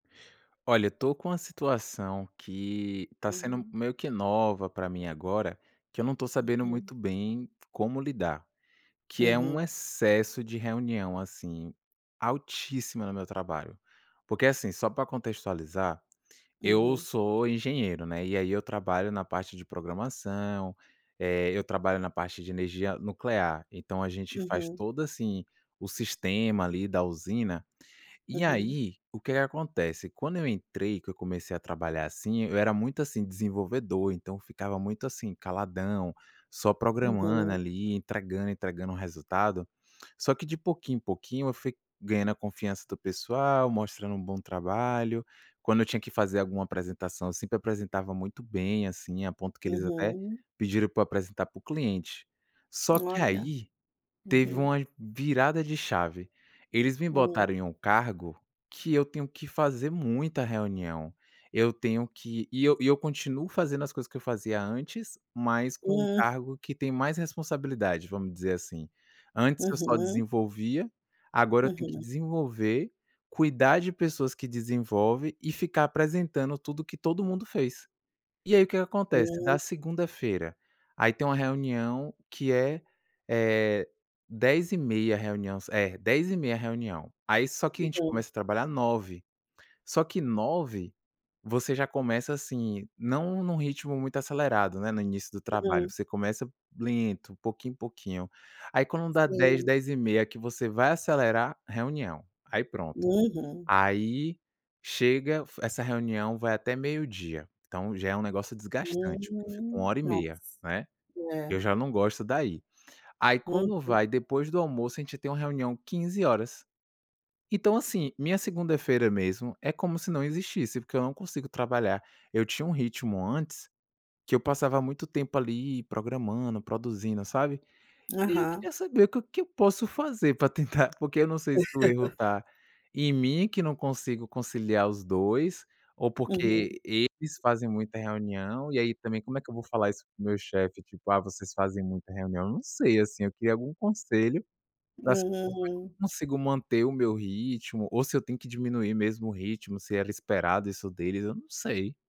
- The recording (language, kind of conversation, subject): Portuguese, advice, Como lidar com reuniões excessivas que fragmentam o dia de trabalho?
- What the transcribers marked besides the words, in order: unintelligible speech; unintelligible speech; laugh